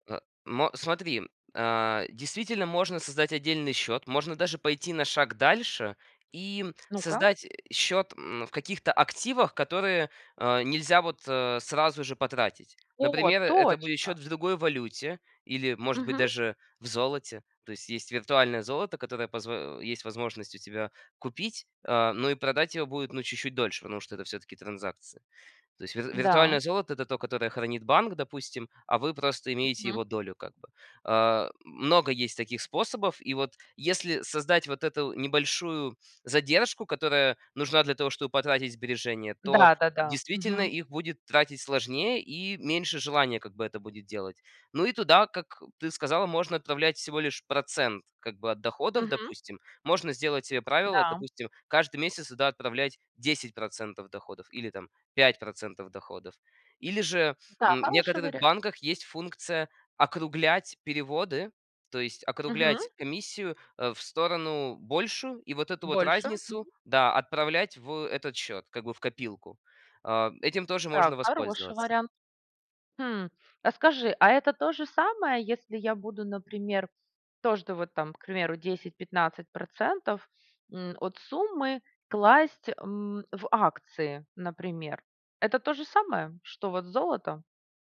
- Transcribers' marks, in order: "тоже" said as "тожде"
- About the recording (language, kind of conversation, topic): Russian, advice, Что вас тянет тратить сбережения на развлечения?